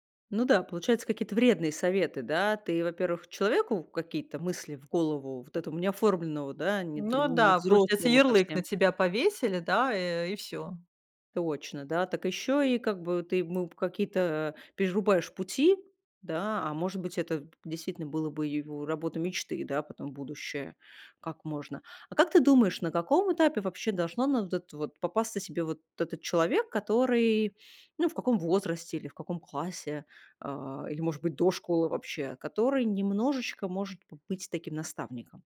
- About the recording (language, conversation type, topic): Russian, podcast, Как наставник может помочь выбрать профессию?
- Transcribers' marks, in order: none